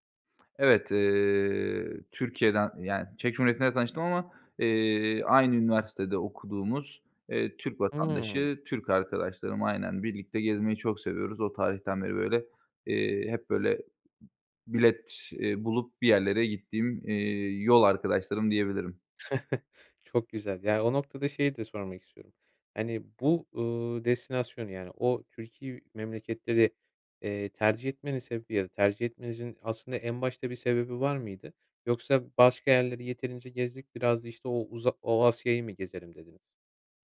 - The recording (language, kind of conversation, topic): Turkish, podcast, En anlamlı seyahat destinasyonun hangisiydi ve neden?
- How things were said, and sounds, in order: other background noise; drawn out: "eee"; chuckle